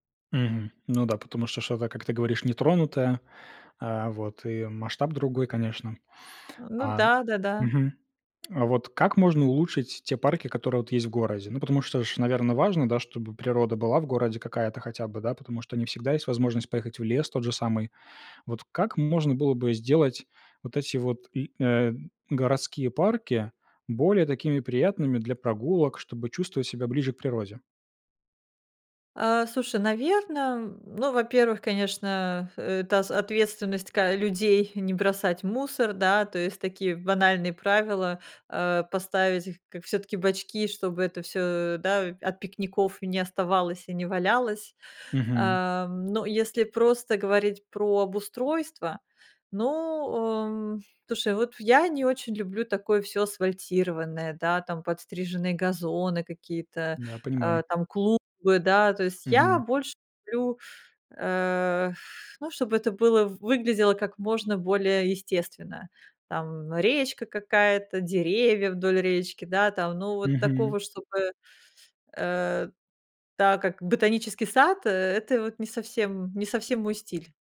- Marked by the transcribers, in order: tapping; other background noise
- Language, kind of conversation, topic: Russian, podcast, Чем для вас прогулка в лесу отличается от прогулки в парке?